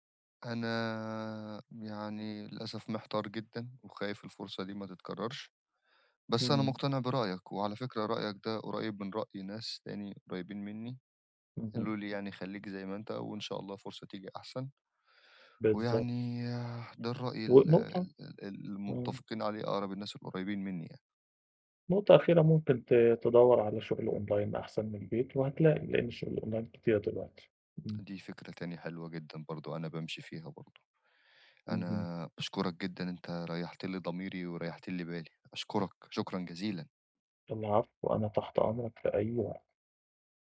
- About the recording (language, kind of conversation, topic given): Arabic, advice, ازاي أوازن بين طموحي ومسؤولياتي دلوقتي عشان ما أندمش بعدين؟
- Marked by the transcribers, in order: in English: "Online"; in English: "الOnline"; tapping